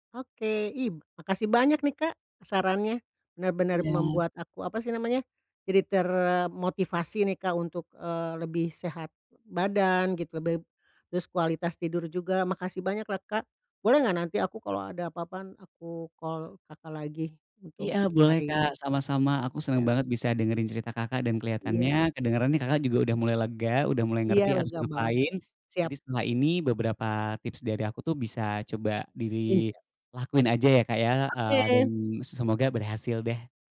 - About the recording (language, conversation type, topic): Indonesian, advice, Bagaimana nyeri tubuh atau kondisi kronis Anda mengganggu tidur nyenyak Anda?
- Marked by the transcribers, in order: in English: "call"; unintelligible speech; other background noise; tapping; in English: "tips"